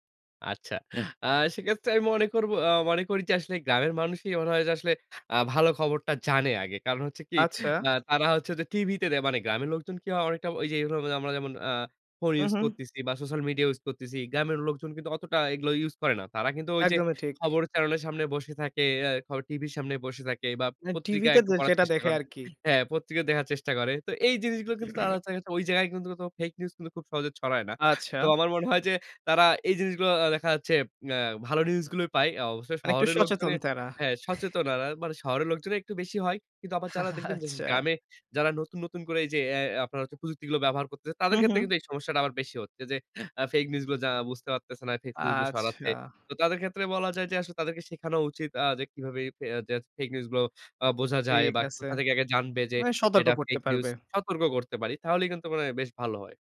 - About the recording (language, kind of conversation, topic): Bengali, podcast, ভুয়া খবর চিনে নিতে আপনি সাধারণত কী করেন?
- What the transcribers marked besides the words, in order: throat clearing; chuckle; laughing while speaking: "আচ্ছা"; tapping